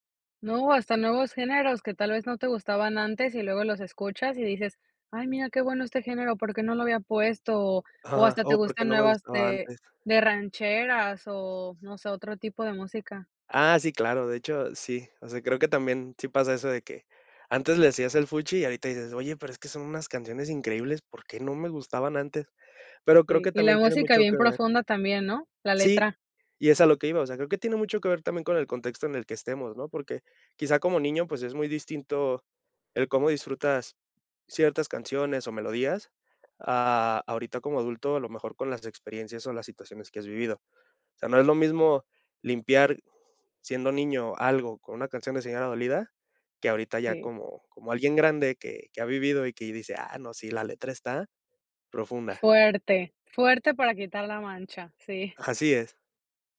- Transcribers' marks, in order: tapping
- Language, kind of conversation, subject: Spanish, podcast, ¿Cómo descubres música nueva hoy en día?